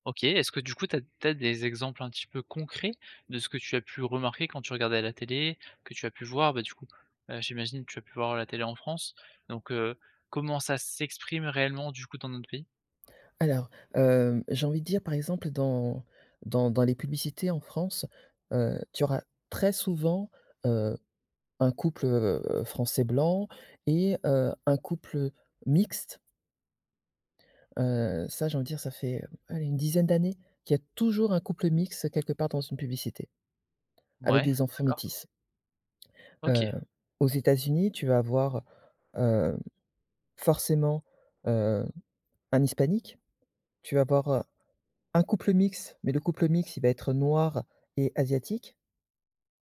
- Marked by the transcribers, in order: stressed: "très"; other background noise; stressed: "mixte"; stressed: "toujours"
- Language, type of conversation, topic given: French, podcast, Comment la diversité transforme-t-elle la télévision d’aujourd’hui ?